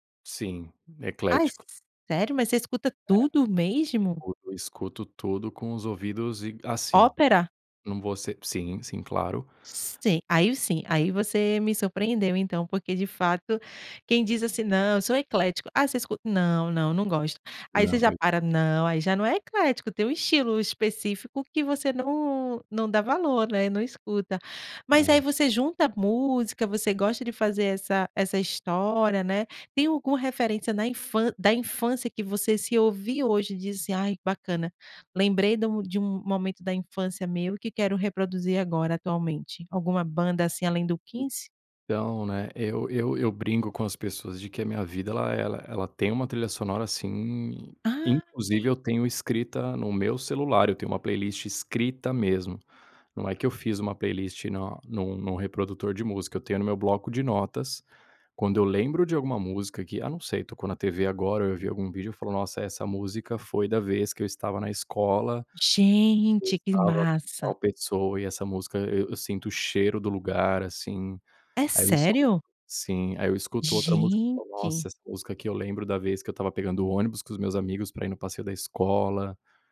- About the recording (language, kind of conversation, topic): Portuguese, podcast, Que banda ou estilo musical marcou a sua infância?
- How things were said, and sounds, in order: other noise; "Queen" said as "Queens"